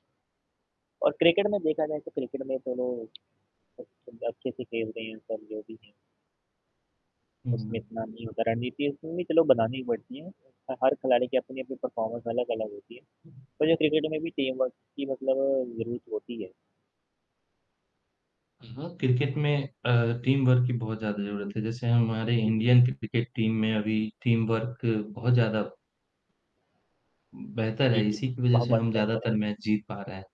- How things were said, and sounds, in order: static; in English: "परफॉर्मेंस"; in English: "टीम वर्क"; distorted speech; in English: "टीम वर्क"; in English: "टीम"; in English: "टीम वर्क"; in English: "मैच"
- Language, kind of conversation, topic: Hindi, unstructured, क्या आपको क्रिकेट खेलना ज्यादा पसंद है या फुटबॉल?
- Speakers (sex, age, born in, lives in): male, 20-24, India, India; male, 25-29, India, India